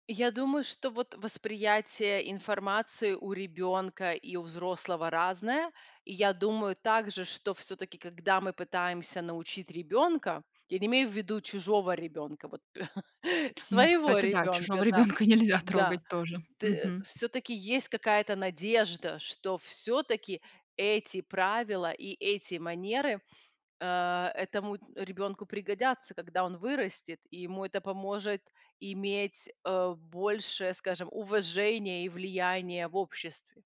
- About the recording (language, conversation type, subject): Russian, podcast, Как вы находите баланс между вежливостью и прямотой?
- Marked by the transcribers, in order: tapping; laughing while speaking: "чужого ребенка нельзя трогать тоже"; laugh; laughing while speaking: "своего ребёнка. Да"